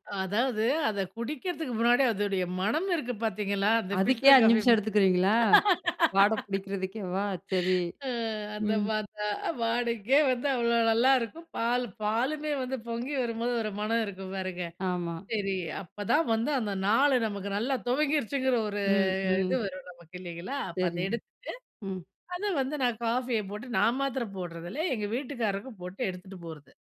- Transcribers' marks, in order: tapping; laugh; other background noise; drawn out: "ஒரு"
- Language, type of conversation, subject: Tamil, podcast, காலை எழுந்ததும் உங்கள் வீட்டில் முதலில் என்ன செய்யப்போகிறீர்கள்?